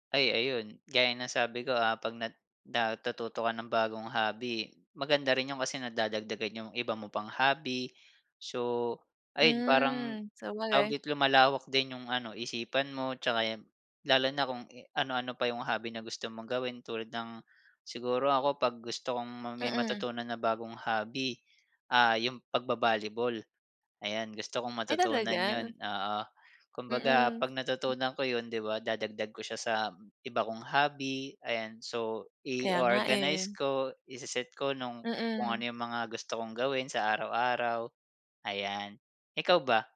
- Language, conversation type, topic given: Filipino, unstructured, Bakit mahalaga sa’yo ang pag-aaral ng bagong libangan?
- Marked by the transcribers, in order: none